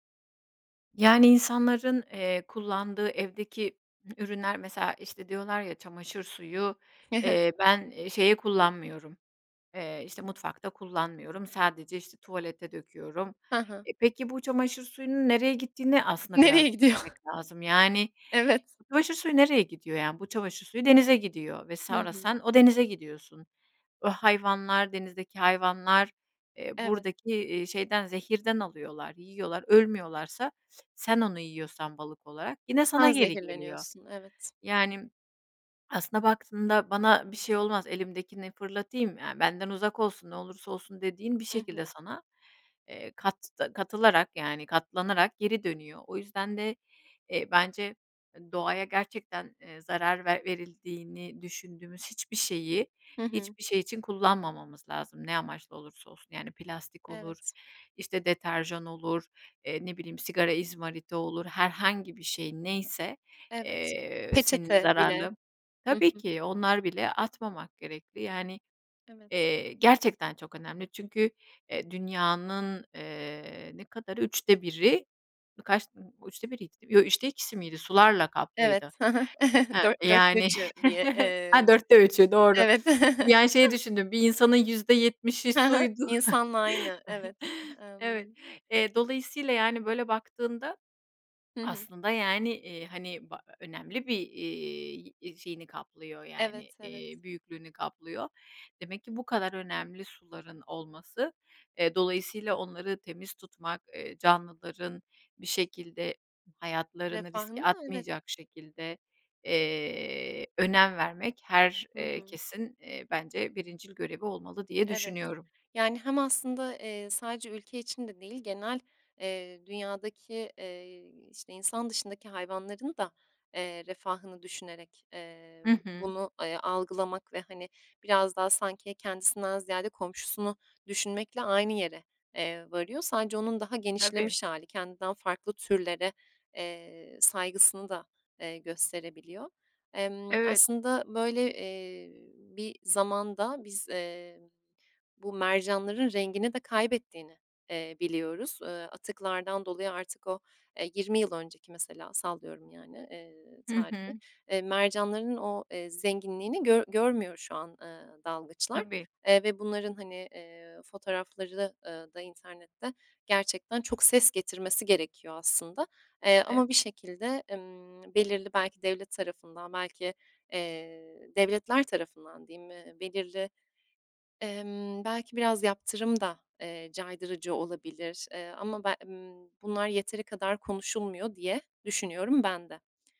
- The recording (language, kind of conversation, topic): Turkish, podcast, Kıyı ve denizleri korumaya bireyler nasıl katkıda bulunabilir?
- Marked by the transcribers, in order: laughing while speaking: "Nereye gidiyor?"; chuckle; chuckle; chuckle; other background noise; chuckle